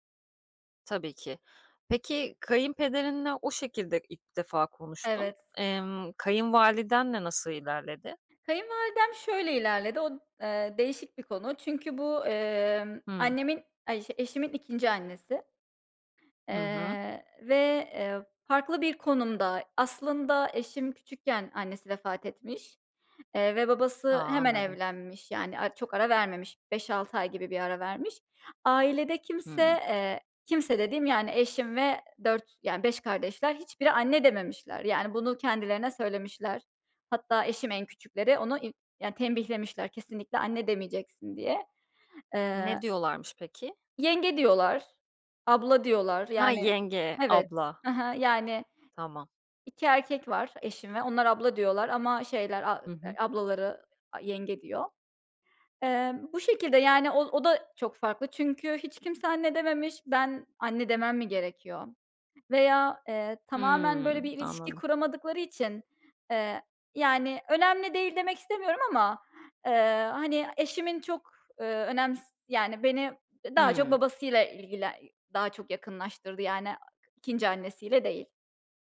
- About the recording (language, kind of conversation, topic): Turkish, podcast, Kayınvalideniz veya kayınpederinizle ilişkiniz zaman içinde nasıl şekillendi?
- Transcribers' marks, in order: none